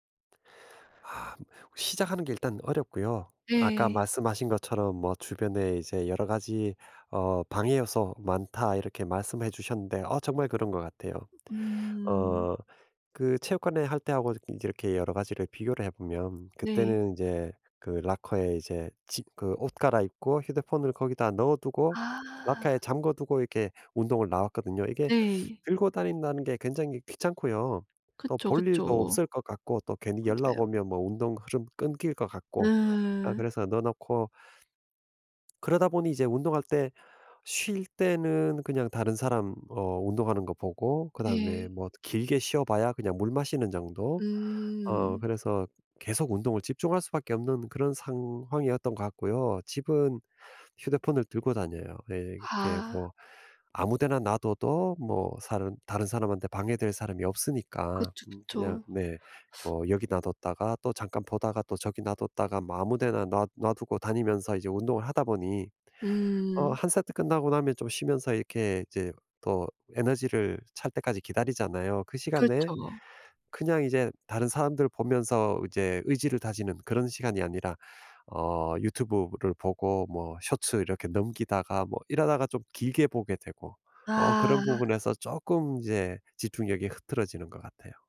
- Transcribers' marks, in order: teeth sucking; other background noise; tapping
- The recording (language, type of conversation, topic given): Korean, advice, 지루함을 느낄 때 그 감정을 받아들이면서 어떻게 집중을 되찾을 수 있나요?